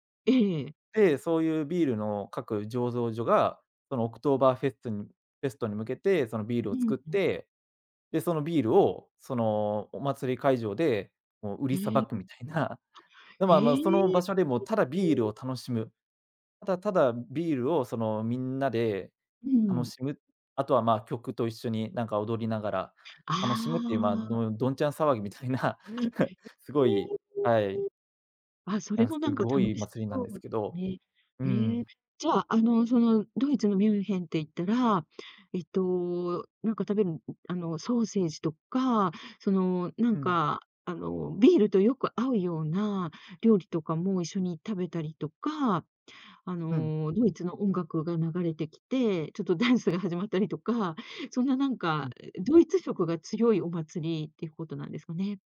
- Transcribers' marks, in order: other noise; other background noise; unintelligible speech
- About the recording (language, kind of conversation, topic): Japanese, podcast, 旅行で一番印象に残った体験は？